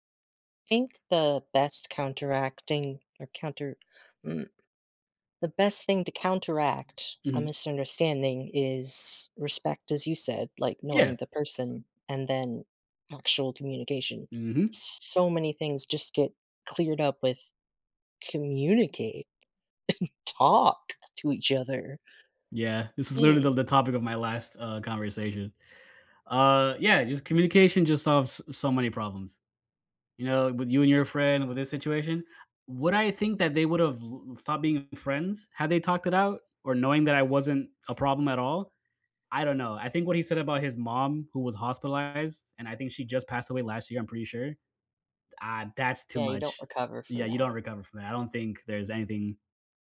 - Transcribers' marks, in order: other background noise; tapping; laughing while speaking: "and"
- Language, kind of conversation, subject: English, unstructured, What worries you most about losing a close friendship because of a misunderstanding?
- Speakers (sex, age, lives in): male, 30-34, United States; male, 35-39, United States